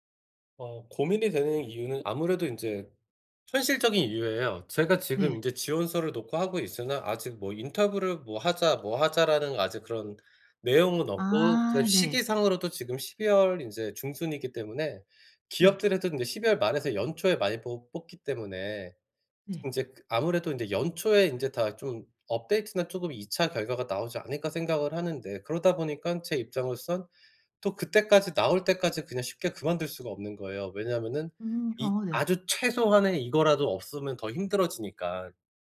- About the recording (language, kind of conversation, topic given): Korean, advice, 언제 직업을 바꾸는 것이 적기인지 어떻게 판단해야 하나요?
- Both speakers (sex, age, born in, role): female, 35-39, South Korea, advisor; male, 40-44, South Korea, user
- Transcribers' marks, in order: other background noise